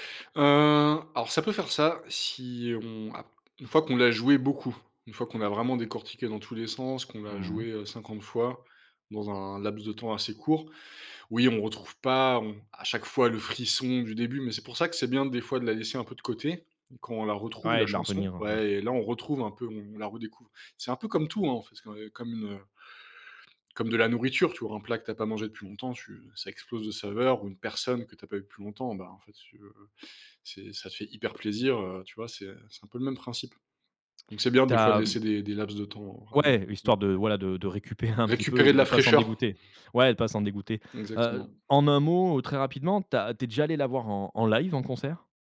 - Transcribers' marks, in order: tapping; unintelligible speech
- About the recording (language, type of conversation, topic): French, podcast, Quand une chanson te rend nostalgique, est-ce que tu la cherches ou tu l’évites ?